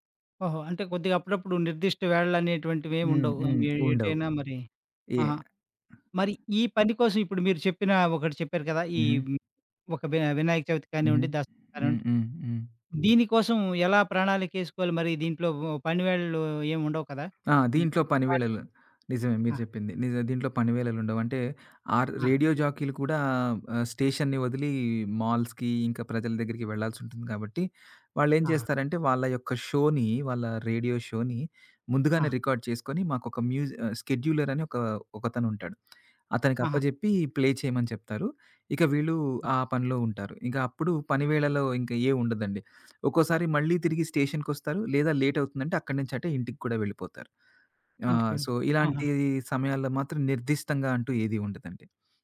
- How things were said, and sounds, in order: tapping; other background noise; unintelligible speech; in English: "స్టేషన్‌ని"; in English: "మాల్స్‌కీ"; in English: "షోని"; in English: "రేడియో షోని"; in English: "రికార్డ్"; in English: "స్కెడ్యూలర్"; in English: "ప్లే"; in English: "లేట్"; in English: "సో"
- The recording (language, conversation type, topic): Telugu, podcast, పని నుంచి ఫన్‌కి మారేటప్పుడు మీ దుస్తుల స్టైల్‌ను ఎలా మార్చుకుంటారు?